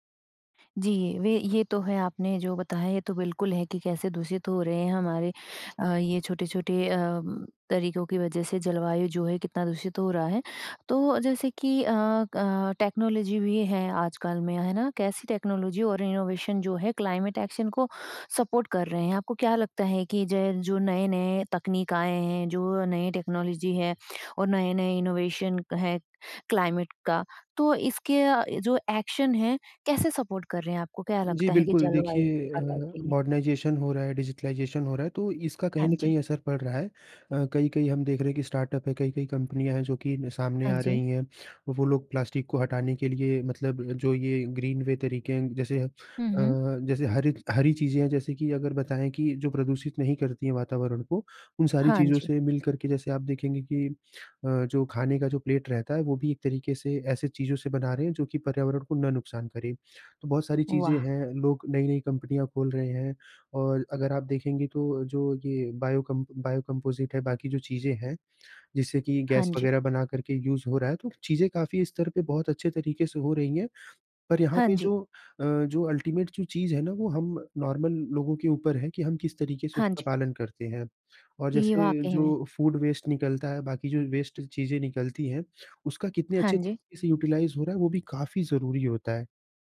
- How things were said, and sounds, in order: in English: "टेक्नोलॉजी"; in English: "टेक्नोलॉजी"; in English: "इनोवेशन"; in English: "क्लाइमेट एक्शन"; in English: "सपोर्ट"; in English: "टेक्नोलॉजी"; in English: "इनोवेशन"; in English: "क्लाइमेट"; in English: "एक्शन"; in English: "सपोर्ट"; in English: "मॉडर्नाइज़ेशन"; unintelligible speech; in English: "डिजिटाइज़ेशन"; in English: "ग्रीन वे"; in English: "प्लेट"; in English: "बायो"; in English: "बायो कंपोज़िट"; in English: "यूज़"; in English: "अल्टिमेट"; in English: "नॉर्मल"; in English: "फूड वेस्ट"; in English: "वेस्ट"; in English: "यूटिलाइज़"
- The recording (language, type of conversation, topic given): Hindi, podcast, एक आम व्यक्ति जलवायु कार्रवाई में कैसे शामिल हो सकता है?